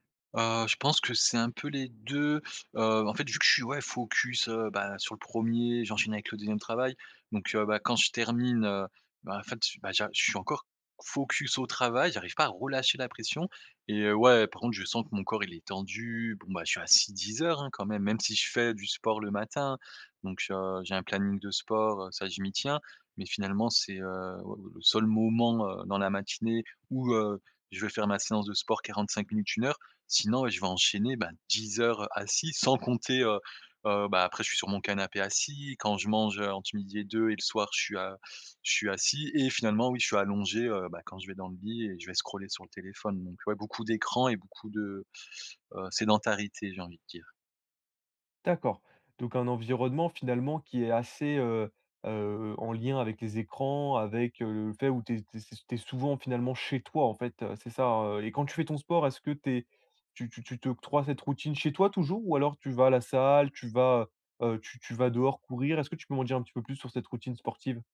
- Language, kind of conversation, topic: French, advice, Pourquoi n’arrive-je pas à me détendre après une journée chargée ?
- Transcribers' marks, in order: other background noise; stressed: "focus"; stressed: "relâcher"; stressed: "moment"; stressed: "dix"; "entre" said as "ent"; stressed: "Et"